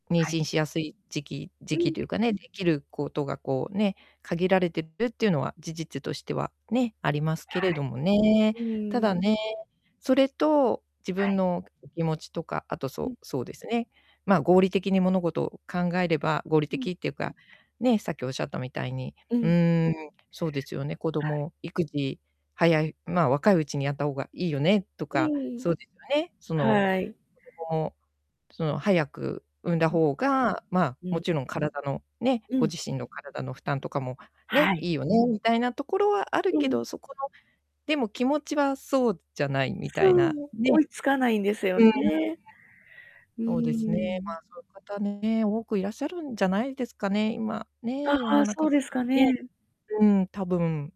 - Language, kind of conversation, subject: Japanese, advice, 不確実な未来への恐れとどう向き合えばよいですか？
- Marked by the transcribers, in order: other background noise; distorted speech